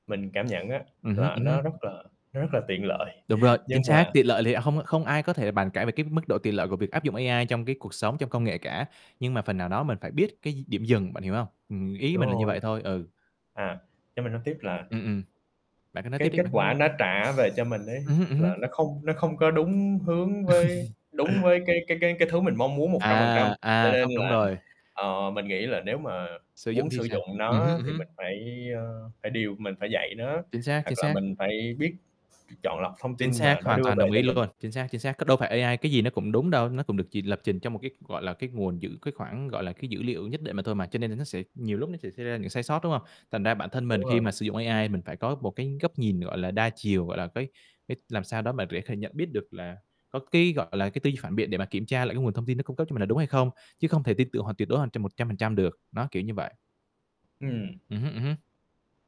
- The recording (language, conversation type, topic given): Vietnamese, unstructured, Bạn nghĩ giáo dục trong tương lai sẽ thay đổi như thế nào nhờ công nghệ?
- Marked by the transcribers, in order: static; tapping; other background noise; laugh